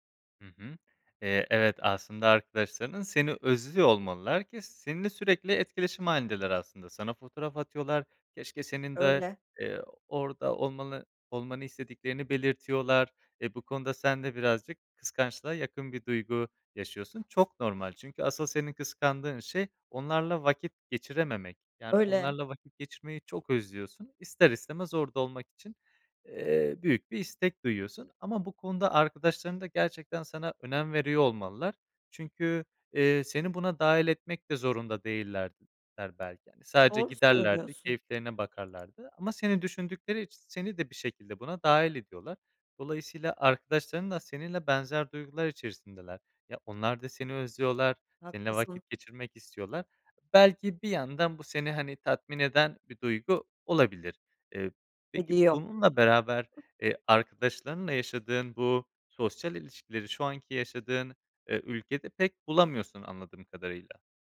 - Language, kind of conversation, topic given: Turkish, advice, Eski arkadaşlarınızı ve ailenizi geride bırakmanın yasını nasıl tutuyorsunuz?
- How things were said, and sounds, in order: other background noise; tapping